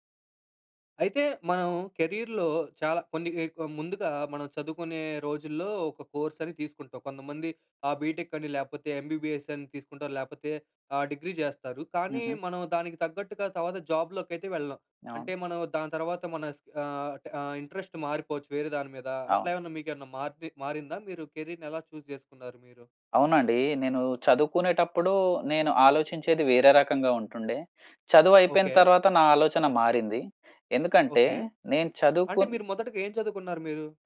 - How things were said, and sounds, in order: in English: "కెరియర్‌లో"; in English: "కోర్స్"; in English: "బీటెక్"; in English: "ఎంబీబీఎస్"; in English: "డిగ్రీ"; in English: "జాబ్"; in English: "ఇంట్రెస్ట్"; in English: "కెరీర్‌ని"; in English: "చూజ్"
- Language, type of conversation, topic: Telugu, podcast, కెరీర్ మార్పు గురించి ఆలోచించినప్పుడు మీ మొదటి అడుగు ఏమిటి?